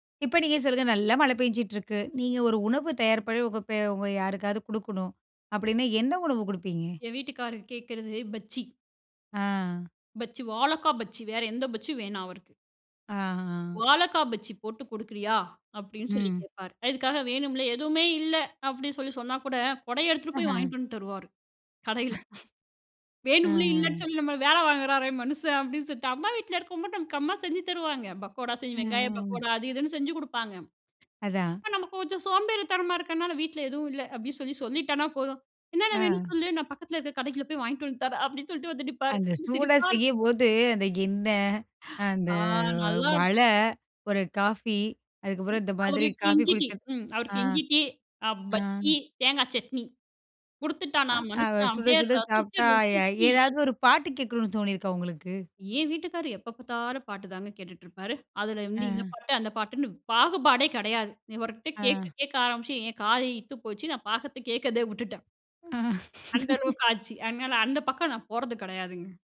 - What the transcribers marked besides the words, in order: snort; drawn out: "அ"; other background noise; laughing while speaking: "அப்டின்னு சொல்ட்டு வந்து நிப்பாரு. சிரிப்பா இருக்கும்"; in English: "டீ"; other noise; in English: "டீ"; laugh
- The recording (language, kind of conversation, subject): Tamil, podcast, உங்களுக்கு பிடித்த பருவம் எது, ஏன்?